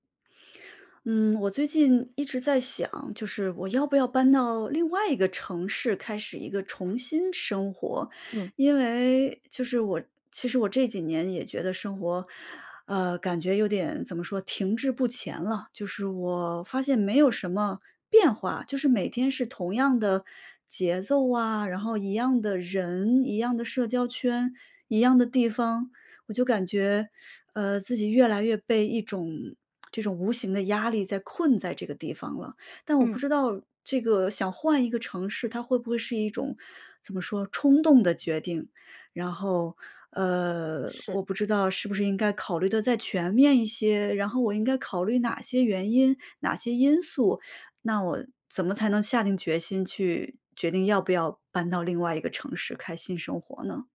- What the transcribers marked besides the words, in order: none
- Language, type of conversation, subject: Chinese, advice, 你正在考虑搬到另一个城市开始新生活吗？